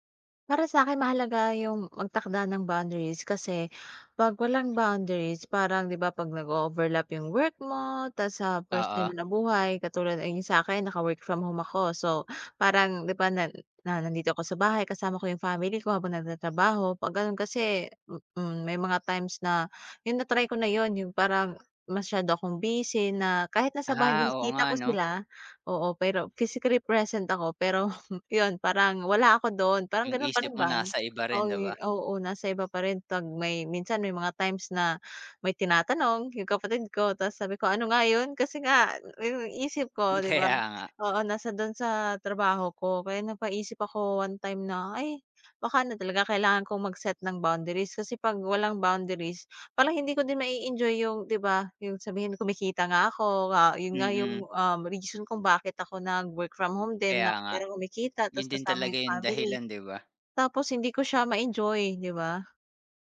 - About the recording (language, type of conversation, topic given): Filipino, podcast, Paano ka nagtatakda ng hangganan sa pagitan ng trabaho at personal na buhay?
- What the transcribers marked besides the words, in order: none